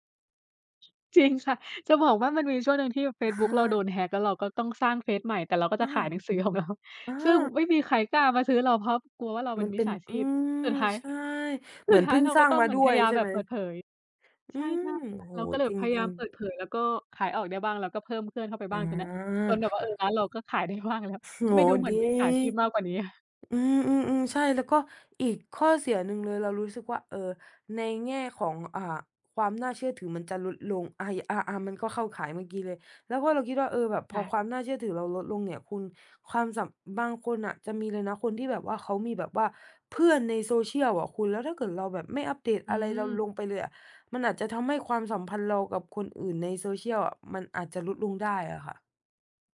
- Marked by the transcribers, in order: other background noise; laughing while speaking: "หนังสือของเรา"; laughing while speaking: "ได้บ้างแล้ว"; chuckle
- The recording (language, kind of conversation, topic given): Thai, unstructured, คุณคิดว่าเราควรแสดงตัวตนที่แท้จริงในโลกออนไลน์หรือไม่?